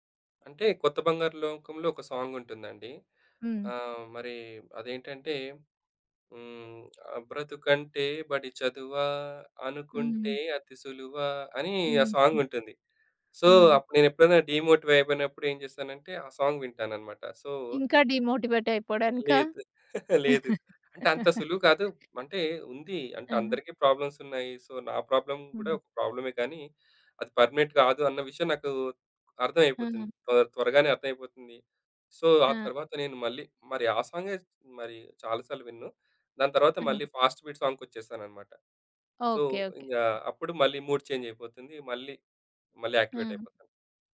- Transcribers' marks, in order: in English: "సాంగ్"; singing: "బ్రతుకంటే బడి చదువా, అనుకుంటే అతిసులువా"; in English: "సాంగ్"; in English: "సో"; in English: "డీమోటివ్"; other background noise; in English: "సాంగ్"; in English: "సో"; in English: "డీమోటివేట్"; chuckle; laugh; in English: "ప్రాబ్లమ్స్"; in English: "సో"; in English: "ప్రాబ్లమ్"; in English: "పర్మినెంట్"; in English: "సో"; in English: "ఫాస్ట్ బీట్ సాంగ్"; in English: "సో"; in English: "మూడ్ చేంజ్"; in English: "యాక్టివేట్"
- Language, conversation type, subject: Telugu, podcast, సంగీతానికి మీ తొలి జ్ఞాపకం ఏమిటి?